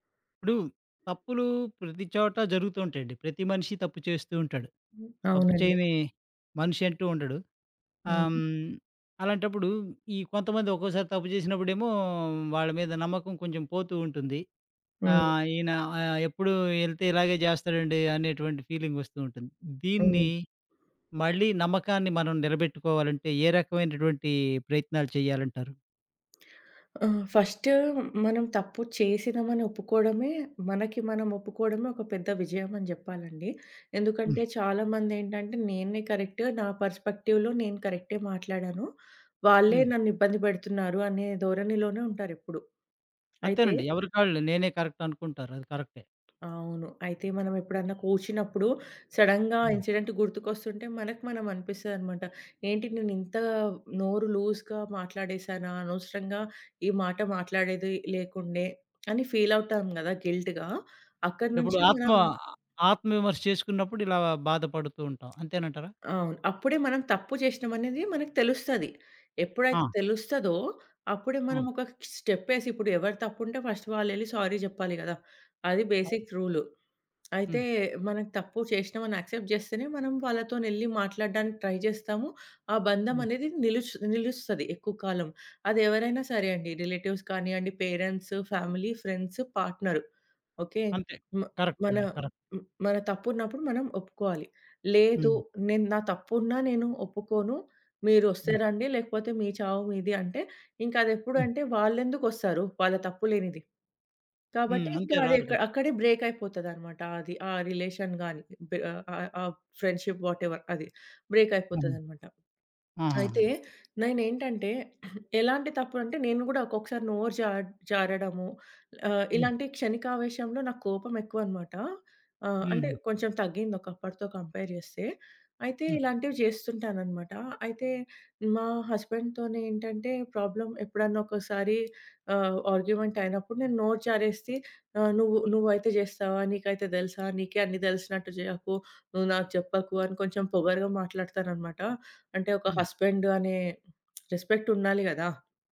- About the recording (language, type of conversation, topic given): Telugu, podcast, మీరు తప్పు చేసినప్పుడు నమ్మకాన్ని ఎలా తిరిగి పొందగలరు?
- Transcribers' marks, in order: in English: "పెర్స్పెక్టివ్‌లో"; in English: "కరెక్ట్"; tapping; other background noise; in English: "సడెన్‌గా ఇన్సిడెంట్"; in English: "లూజ్‌గా"; in English: "గిల్ట్‌గా"; in English: "ఫస్ట్"; in English: "సారీ"; in English: "బేసిక్"; in English: "యాక్సెప్ట్"; in English: "ట్రై"; in English: "రిలేటివ్స్"; in English: "పేరెంట్స్, ఫ్యామిలీ, ఫ్రెండ్స్"; in English: "కరెక్ట్"; in English: "రిలేషన్"; in English: "ఫ్రెండ్‌షిప్ వాటెవర్"; cough; in English: "కంపేర్"; in English: "హస్బాండ్‌తోనేటంటే ప్రాబ్లమ్"